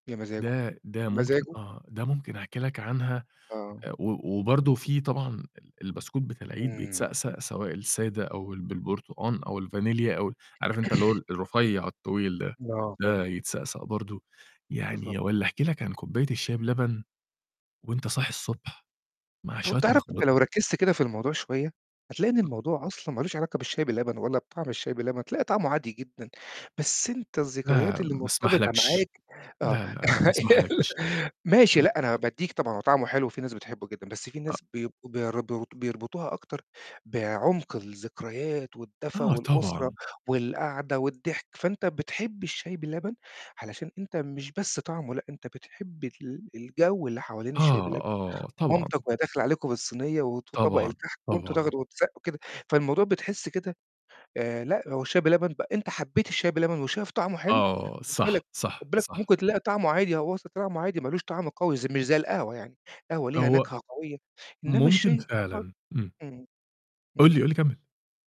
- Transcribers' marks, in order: throat clearing; other noise; chuckle; unintelligible speech
- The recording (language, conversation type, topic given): Arabic, podcast, ايه طقوس القهوة والشاي عندكم في البيت؟